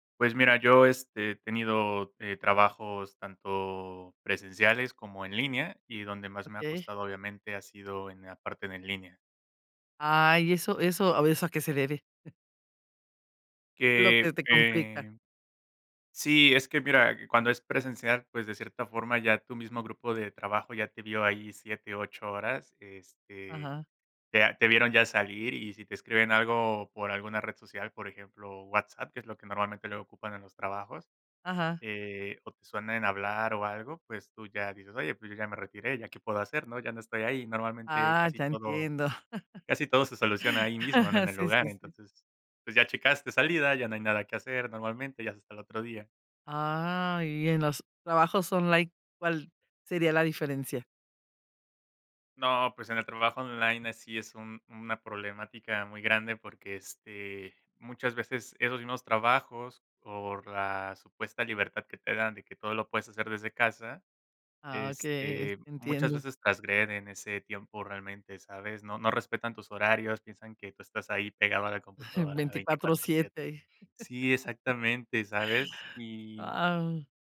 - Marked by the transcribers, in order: chuckle; chuckle; drawn out: "Ah"; tapping; chuckle; laugh
- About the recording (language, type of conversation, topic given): Spanish, podcast, ¿Cómo pones límites entre el trabajo y la vida personal en línea?